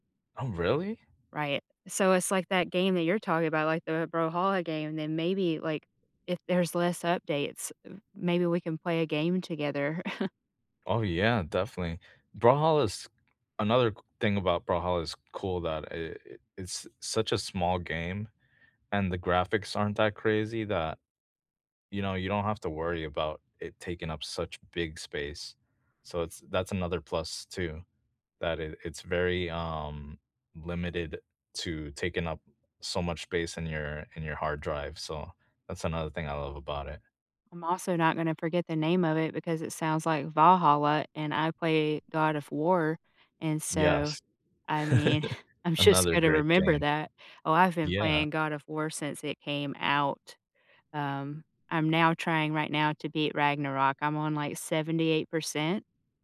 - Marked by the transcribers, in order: other noise; chuckle; chuckle; other background noise
- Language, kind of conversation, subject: English, unstructured, What video games do you enjoy playing with friends?
- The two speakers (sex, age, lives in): female, 40-44, United States; male, 35-39, United States